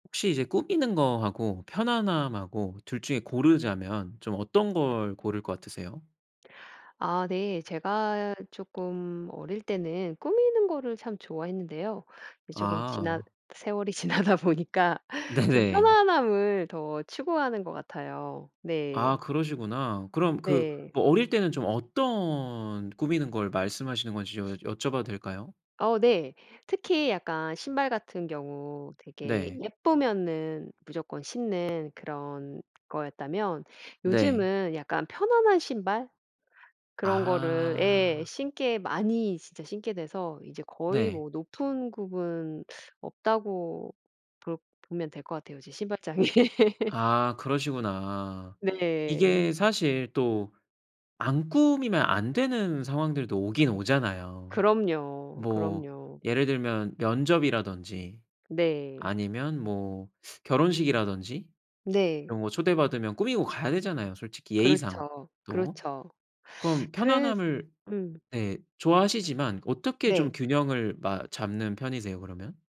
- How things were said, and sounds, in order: tapping; laughing while speaking: "지나다 보니까"; laughing while speaking: "네네"; other background noise; laugh; teeth sucking
- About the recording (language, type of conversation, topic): Korean, podcast, 꾸밀 때와 편안함 사이에서 어떻게 균형을 잡으시나요?